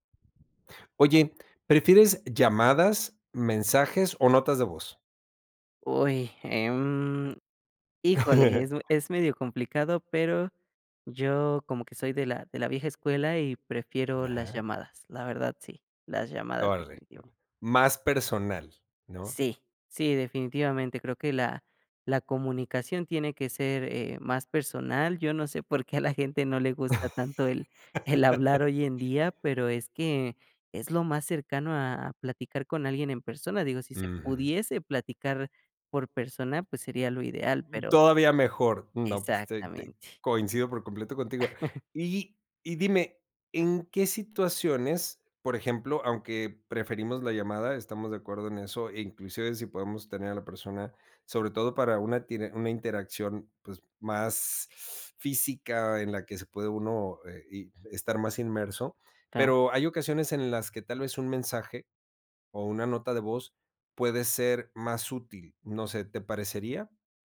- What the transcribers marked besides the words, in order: other background noise; chuckle; laughing while speaking: "a la gente"; laugh; chuckle
- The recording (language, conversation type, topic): Spanish, podcast, ¿Prefieres comunicarte por llamada, mensaje o nota de voz?